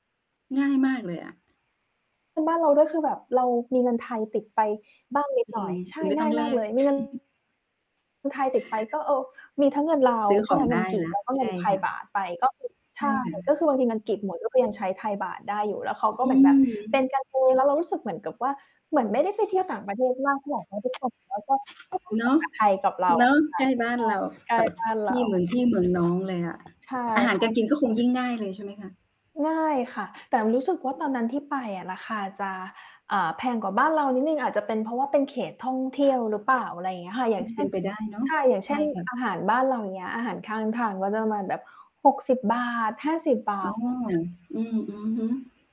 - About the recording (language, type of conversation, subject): Thai, unstructured, ประสบการณ์การเดินทางครั้งไหนที่ทำให้คุณประทับใจมากที่สุด?
- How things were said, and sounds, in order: static; distorted speech; chuckle; mechanical hum; tapping; other noise